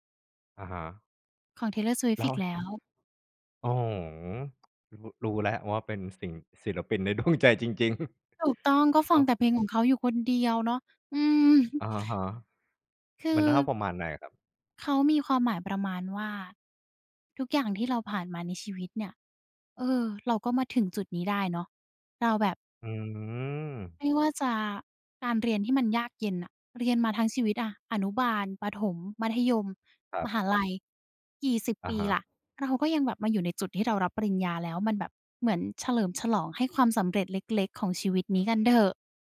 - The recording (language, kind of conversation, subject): Thai, podcast, เพลงไหนที่เป็นเพลงประกอบชีวิตของคุณในตอนนี้?
- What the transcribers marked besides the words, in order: tapping; laughing while speaking: "ดวง"; chuckle